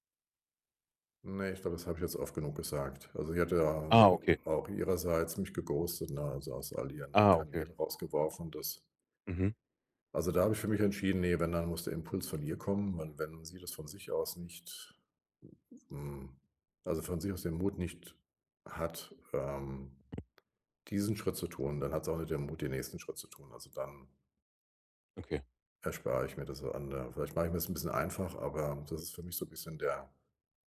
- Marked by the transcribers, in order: drawn out: "a"; in English: "geghostet"; other background noise
- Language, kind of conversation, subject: German, advice, Wie kann ich die Vergangenheit loslassen, um bereit für eine neue Beziehung zu sein?